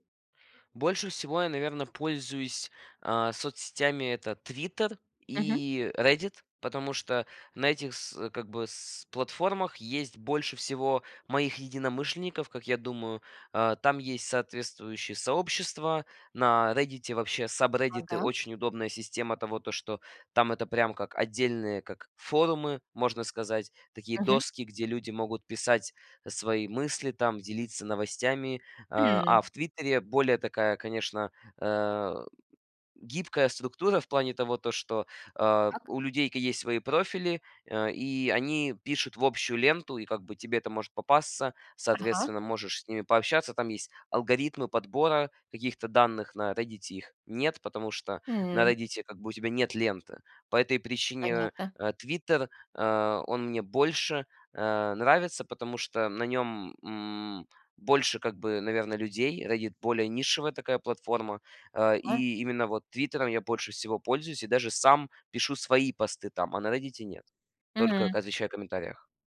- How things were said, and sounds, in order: other background noise
- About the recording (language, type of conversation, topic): Russian, podcast, Сколько времени в день вы проводите в социальных сетях и зачем?